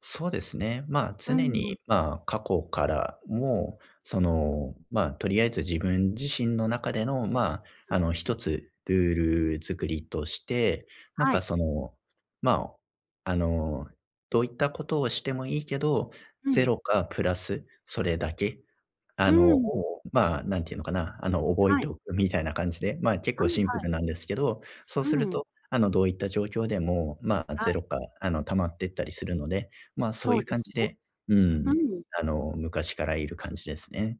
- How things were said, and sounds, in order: other background noise
- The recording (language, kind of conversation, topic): Japanese, advice, 将来の貯蓄と今の消費のバランスをどう取ればよいですか？